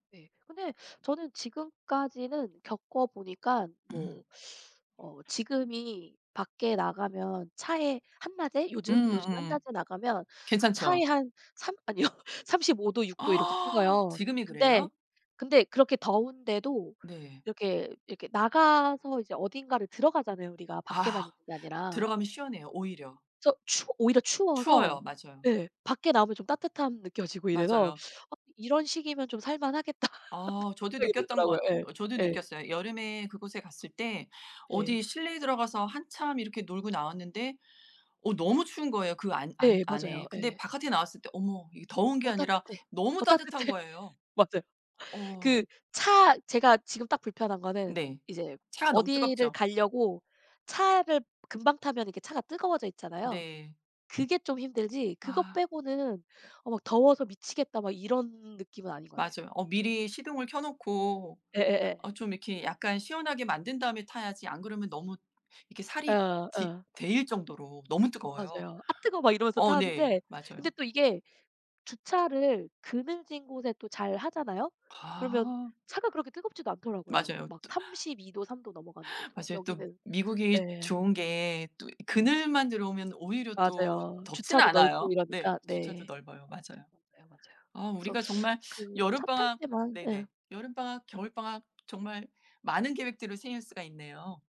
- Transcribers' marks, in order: tapping; other background noise; laughing while speaking: "아니요"; gasp; laughing while speaking: "만하겠다.'"; laugh; laughing while speaking: "따뜻해"; laughing while speaking: "맞아요"
- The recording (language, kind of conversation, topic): Korean, unstructured, 여름 방학과 겨울 방학 중 어느 방학이 더 기다려지시나요?